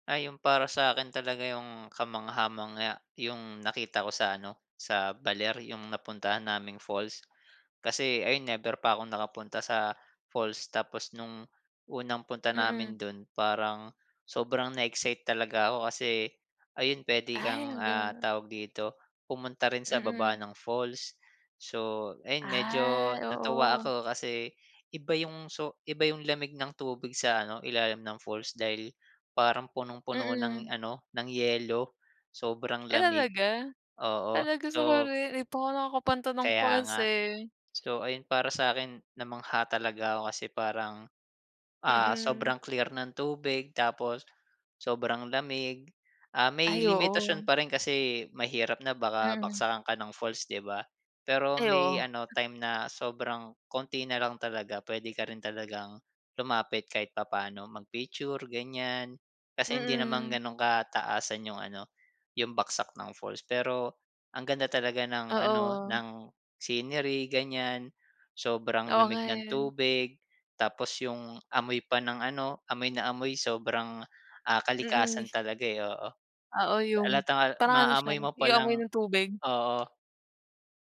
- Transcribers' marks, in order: other background noise; tapping; in English: "scenery"
- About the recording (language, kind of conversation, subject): Filipino, unstructured, Ano ang pinakanakakagulat sa iyo tungkol sa kalikasan?